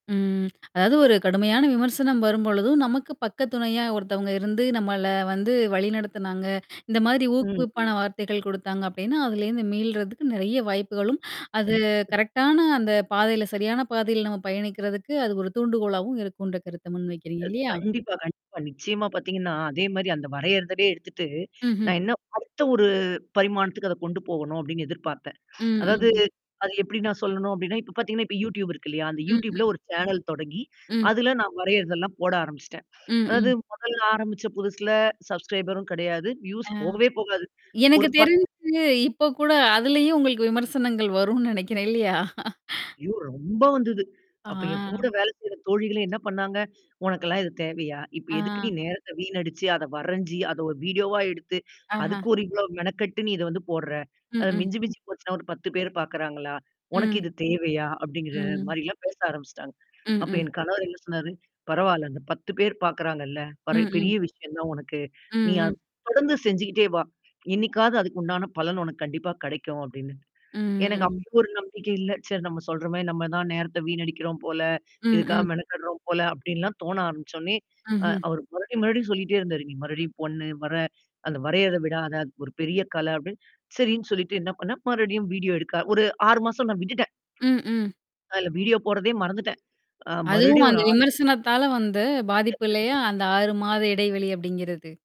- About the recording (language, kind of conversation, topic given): Tamil, podcast, ஒருவர் உங்களை கடுமையாக விமர்சித்தால் நீங்கள் எப்படி பதிலளிப்பீர்கள்?
- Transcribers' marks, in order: drawn out: "ம்"; tapping; static; mechanical hum; drawn out: "அது"; in English: "கரெக்ட்"; distorted speech; other noise; drawn out: "ஒரு"; drawn out: "அதாவது"; drawn out: "ம்"; in English: "சேனல்"; in English: "சப்ஸ்கரைபரும்"; in English: "வியூஸ்"; other background noise; laughing while speaking: "வரும்னு நினைக்கிறேன். இல்லையா?"; laugh; drawn out: "ரொம்ப"; drawn out: "ஆ"; drawn out: "ஆ"; in English: "வீடியோ"; drawn out: "அப்படிங்கிற"; drawn out: "ம்"; "பண்ணு" said as "பொண்ணு"; in English: "வீடியோ"; in English: "வீடியோ"; unintelligible speech